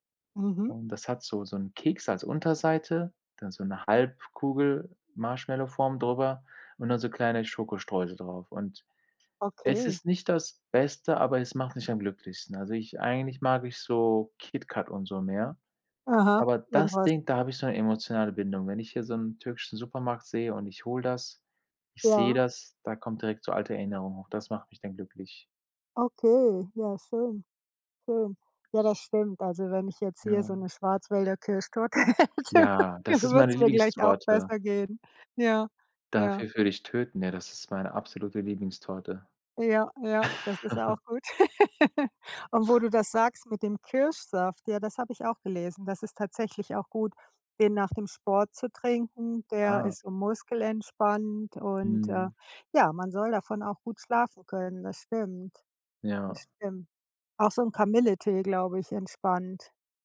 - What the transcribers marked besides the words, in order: other background noise; tapping; laughing while speaking: "hätte, dann"; chuckle
- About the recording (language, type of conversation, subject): German, unstructured, Was machst du, wenn du dich gestresst fühlst?